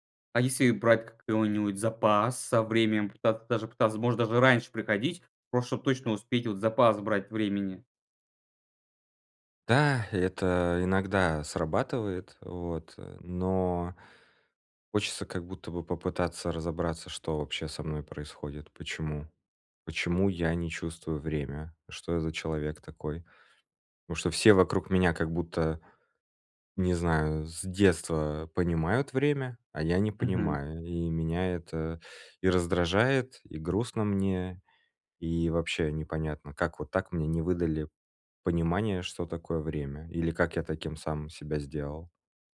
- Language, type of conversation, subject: Russian, advice, Как перестать срывать сроки из-за плохого планирования?
- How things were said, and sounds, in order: none